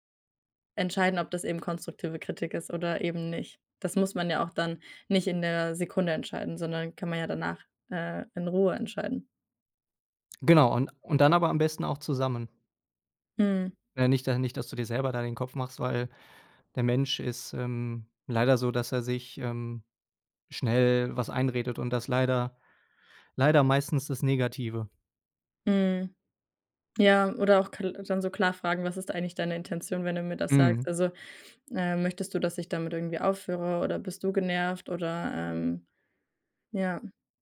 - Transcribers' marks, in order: none
- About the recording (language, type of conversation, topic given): German, advice, Warum fällt es mir schwer, Kritik gelassen anzunehmen, und warum werde ich sofort defensiv?
- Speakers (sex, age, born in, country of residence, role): female, 20-24, Germany, Bulgaria, user; male, 30-34, Germany, Germany, advisor